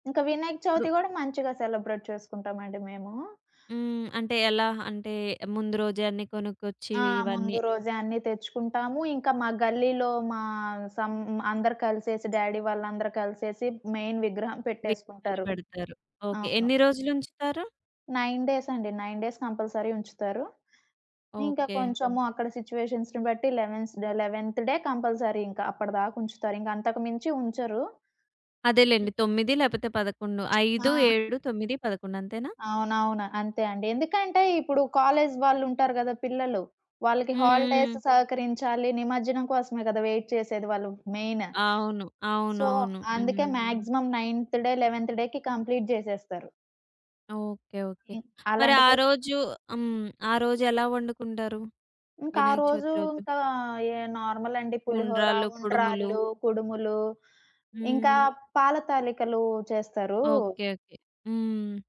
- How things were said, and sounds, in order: in English: "సెలబ్రేట్"; in Hindi: "గల్లీలో"; in English: "సమ్"; in English: "మెయిన్"; in English: "నైన్ డేస్"; in English: "నైన్ డేస్ కంపల్సరీ"; in English: "సిట్యుయేషన్స్‌ని"; in English: "లెవెన్త్ డే కంపల్సరీ"; other background noise; in English: "కాలేజ్"; in English: "హాలిడేస్"; in English: "వెయిట్"; in English: "మెయిన్"; in English: "సో"; in English: "మాక్సిమం నైన్త్ డే, లెవెన్త్ డేకి కంప్లీట్"; in English: "నార్మల్"
- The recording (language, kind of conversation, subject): Telugu, podcast, పండుగల్లో మీకు అత్యంత ఇష్టమైన వంటకం ఏది, దాని గురించి చెప్పగలరా?